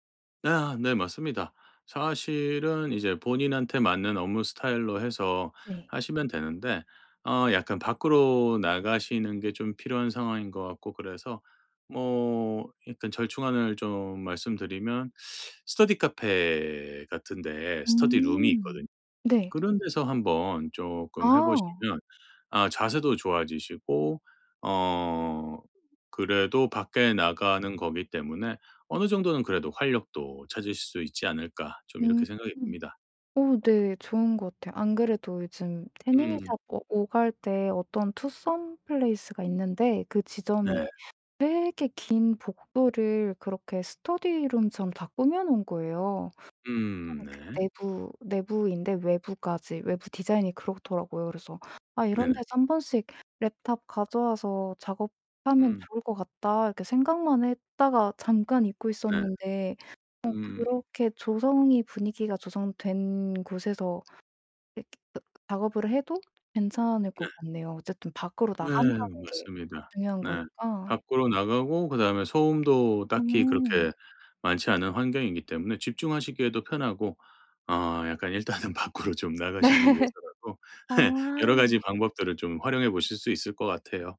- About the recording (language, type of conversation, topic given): Korean, advice, 정신적 피로 때문에 깊은 집중이 어려울 때 어떻게 회복하면 좋을까요?
- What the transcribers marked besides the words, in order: teeth sucking; other background noise; unintelligible speech; laughing while speaking: "일단은 밖으로"; laughing while speaking: "네"; laughing while speaking: "예"